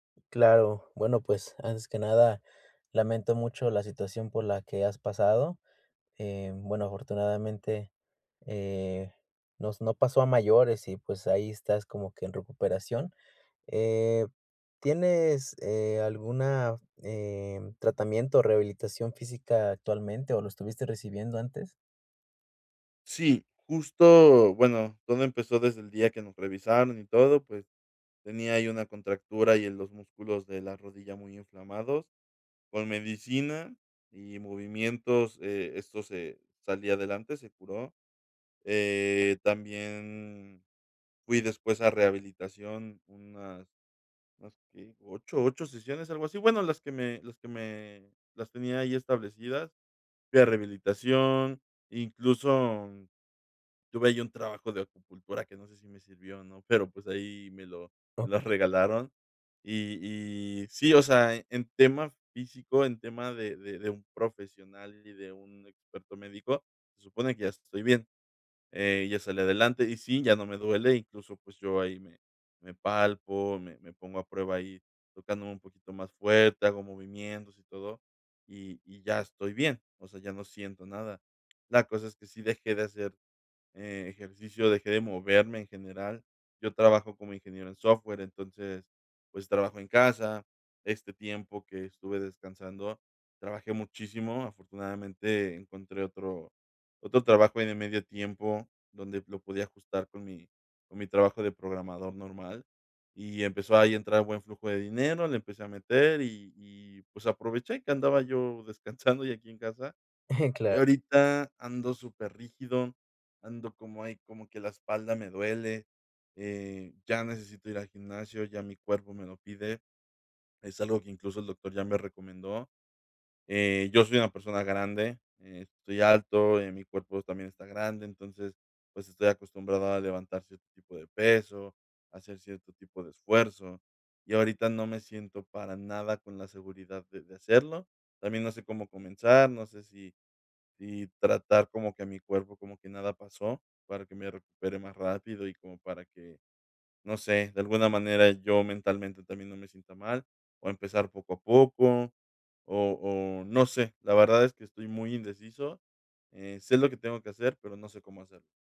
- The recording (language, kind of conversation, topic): Spanish, advice, ¿Cómo puedo retomar mis hábitos después de un retroceso?
- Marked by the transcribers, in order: other background noise; laughing while speaking: "descansando"; giggle